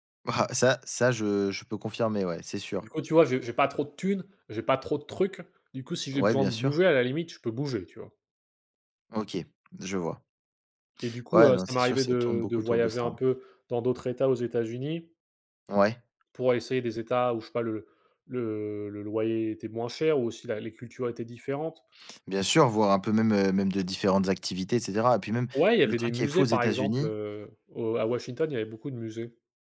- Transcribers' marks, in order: other background noise; tapping
- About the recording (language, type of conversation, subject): French, unstructured, Quels défis rencontrez-vous pour goûter la cuisine locale en voyage ?